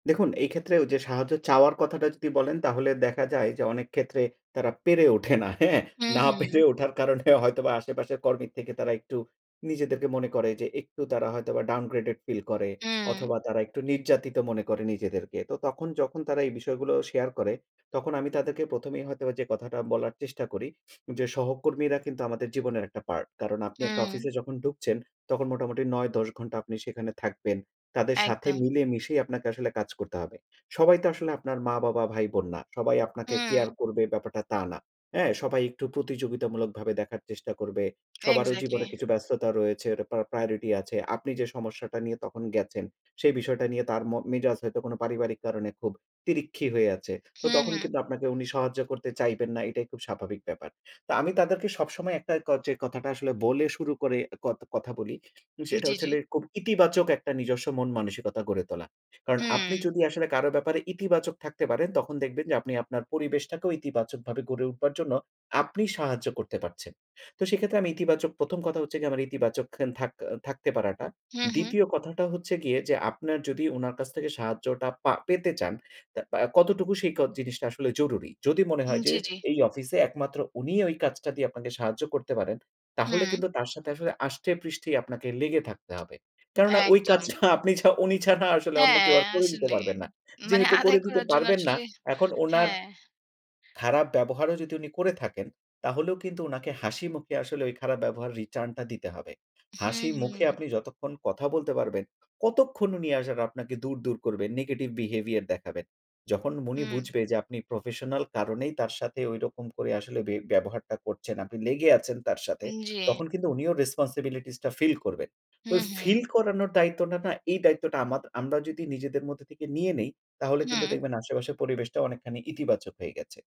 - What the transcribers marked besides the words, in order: laughing while speaking: "হ্যাঁ? না পেরে ওঠার কারণে হয়তোবা"
- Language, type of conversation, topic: Bengali, podcast, একজন মেন্টর হিসেবে আপনি প্রথম সাক্ষাতে কীভাবে মেন্টির সঙ্গে সম্পর্ক গড়ে তোলেন?